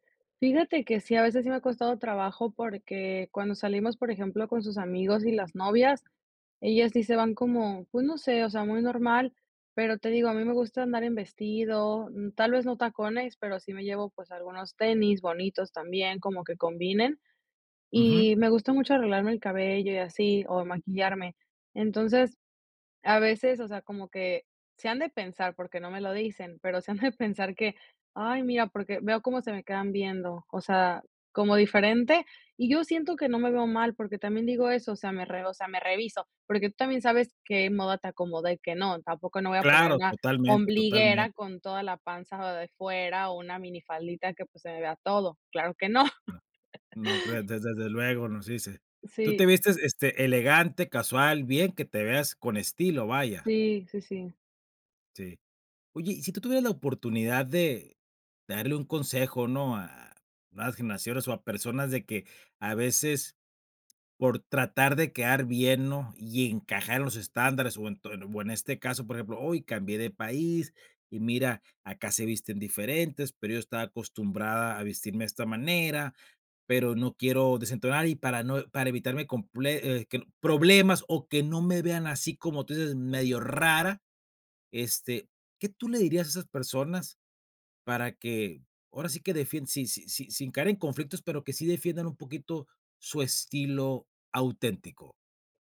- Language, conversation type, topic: Spanish, podcast, ¿Cómo equilibras autenticidad y expectativas sociales?
- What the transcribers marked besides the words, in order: laughing while speaking: "se han"; laugh